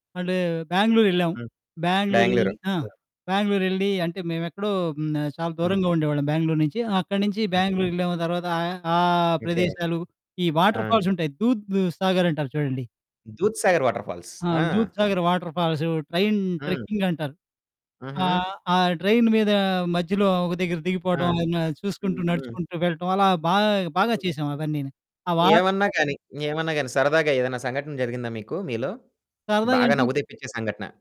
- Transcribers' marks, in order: in English: "వాటర్"; in English: "వాటర్‌ఫాల్స్"; in English: "వాటర్"; in English: "ట్రైన్ ట్రెక్కింగ్"; in English: "ట్రైన్"; distorted speech; in English: "వాటర్ ఫాల్స్"
- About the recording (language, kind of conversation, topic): Telugu, podcast, నిజమైన స్నేహం అంటే మీకు ఏమనిపిస్తుంది?